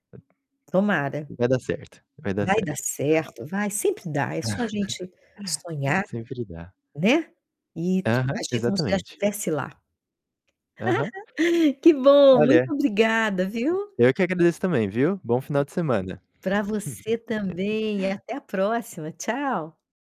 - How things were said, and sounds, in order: static; tapping; other background noise; laugh; giggle; laugh
- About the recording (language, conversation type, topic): Portuguese, unstructured, Qual foi uma viagem inesquecível que você fez com a sua família?